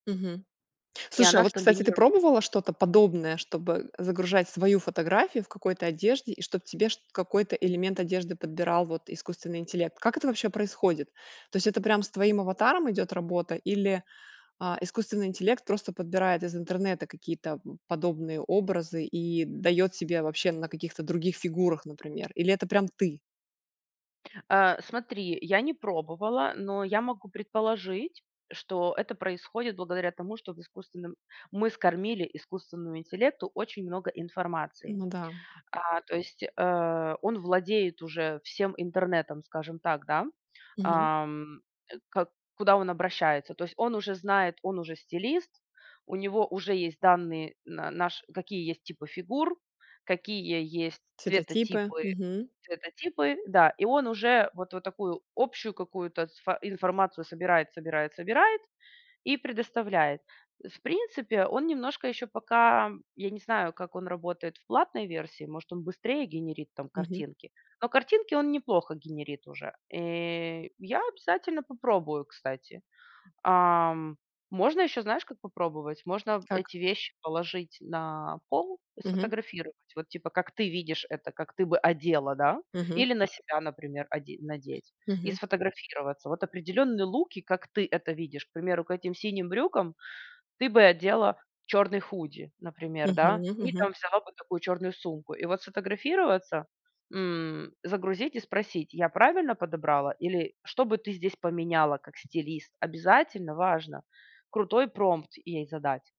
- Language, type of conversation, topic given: Russian, podcast, Как работать с телом и одеждой, чтобы чувствовать себя увереннее?
- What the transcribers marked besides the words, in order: inhale